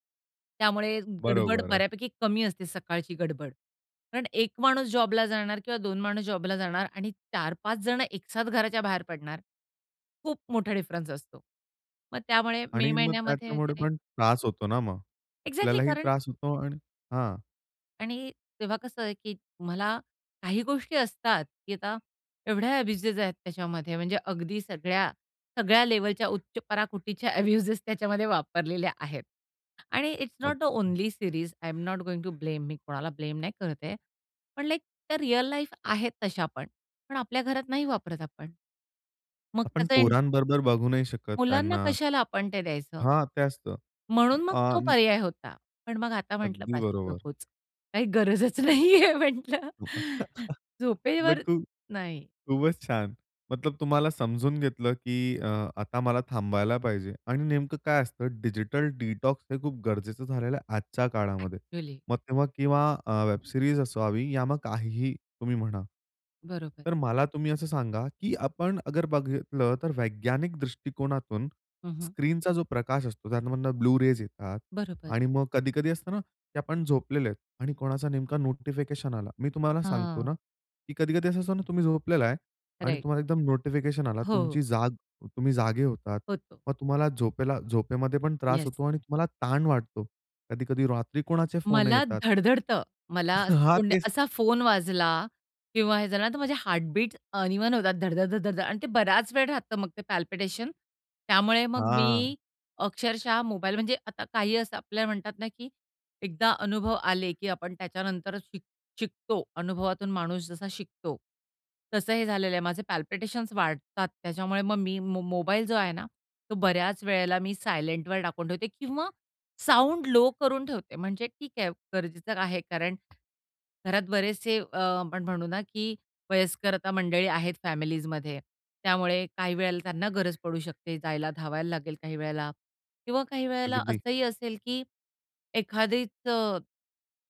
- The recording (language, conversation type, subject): Marathi, podcast, डिजिटल डिटॉक्स तुमच्या विश्रांतीला कशी मदत करतो?
- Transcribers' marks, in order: in English: "एक्झॅक्टली"; in English: "अ‍ॅब्यूजेस"; laughing while speaking: "अ‍ॅब्यूजेस"; in English: "अ‍ॅब्यूजेस"; in English: "इट्स नॉट द ओन्ली सीरीज आय एम नॉट गोइंग टू ब्लेम"; in English: "ब्लेम"; in English: "रिअल लाईफ"; laughing while speaking: "काही गरजच नाहीये म्हंटलं"; chuckle; in English: "डिजिटल डिटॉक्स"; in English: "ब्लू रेज"; in English: "राइट"; chuckle; in English: "हार्टबीट अनइवन"; in English: "पल्पिटेशन"; tapping; in English: "पल्पिटेशन्स"; in English: "साऊंड लो"